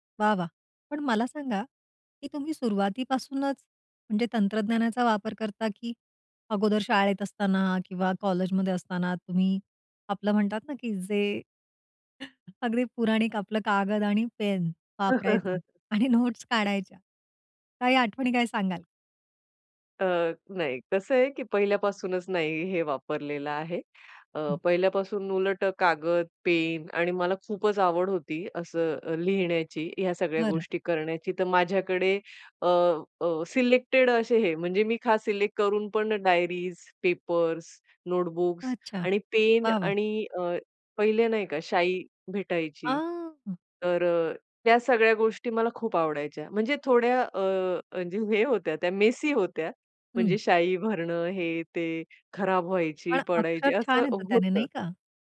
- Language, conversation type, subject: Marathi, podcast, नोट्स ठेवण्याची तुमची सोपी पद्धत काय?
- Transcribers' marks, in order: laughing while speaking: "अगदी पुराणिक आपलं कागद आणि पेन"; laugh; laughing while speaking: "आणि नोट्स काढायच्या"; in English: "नोट्स"; in English: "सिलेक्टेड"; in English: "सिलेक्ट"; in English: "मेसी"